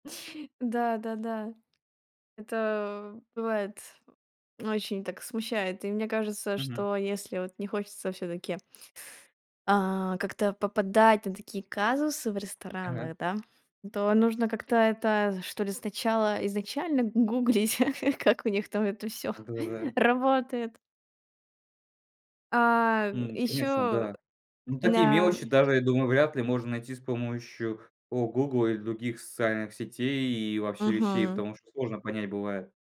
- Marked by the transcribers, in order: tapping; laugh; laughing while speaking: "как у них там это всё"; background speech
- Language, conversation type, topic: Russian, podcast, Какие смешные недопонимания у тебя случались в общении с местными?